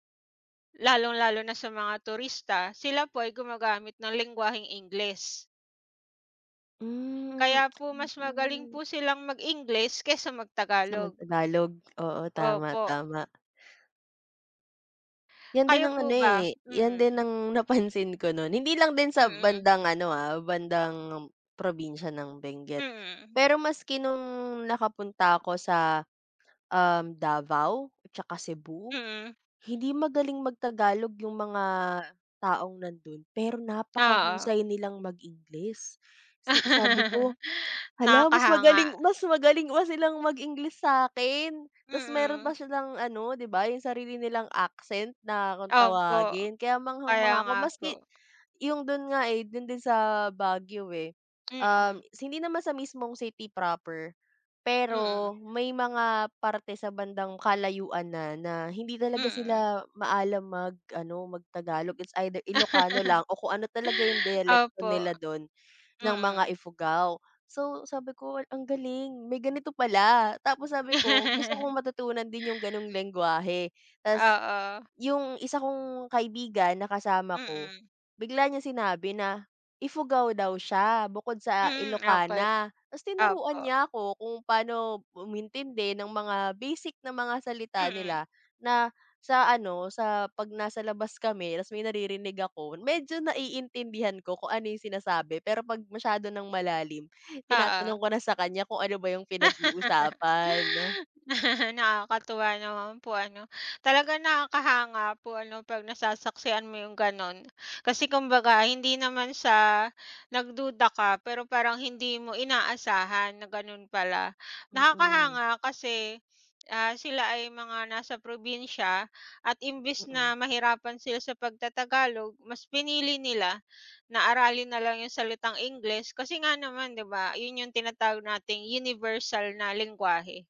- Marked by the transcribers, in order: lip trill; laughing while speaking: "napansin"; laugh; in English: "accent"; in English: "It's either"; laugh; in English: "universal"
- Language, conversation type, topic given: Filipino, unstructured, Ano ang pinakanakapagulat sa iyo noong bumisita ka sa isang bagong lugar?